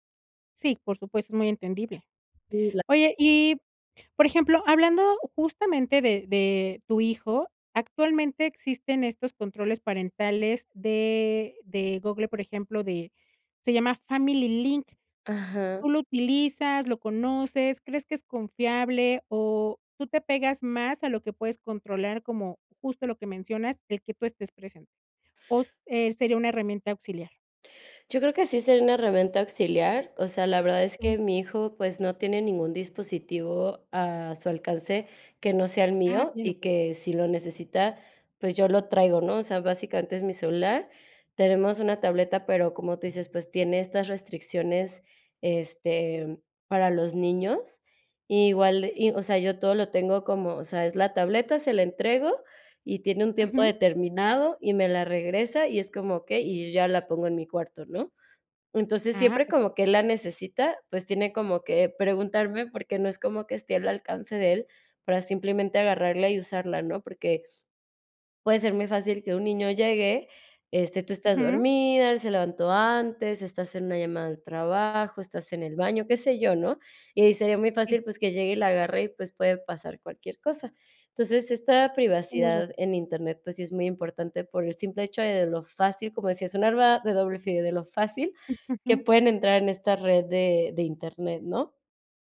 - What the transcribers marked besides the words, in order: unintelligible speech
- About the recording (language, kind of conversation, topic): Spanish, podcast, ¿Qué importancia le das a la privacidad en internet?